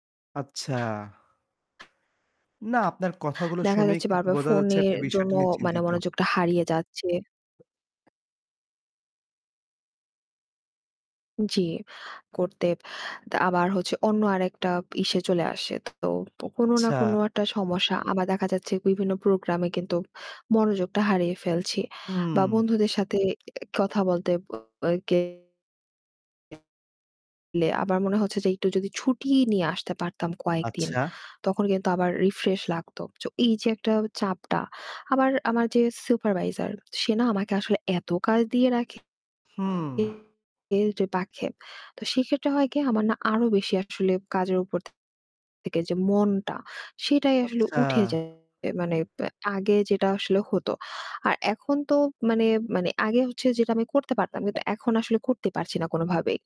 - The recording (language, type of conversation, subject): Bengali, advice, ডেডলাইন কাছে এলে আপনি চাপ কীভাবে সামলাবেন?
- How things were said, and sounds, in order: mechanical hum; other background noise; distorted speech; unintelligible speech; "রাখে" said as "বাখে"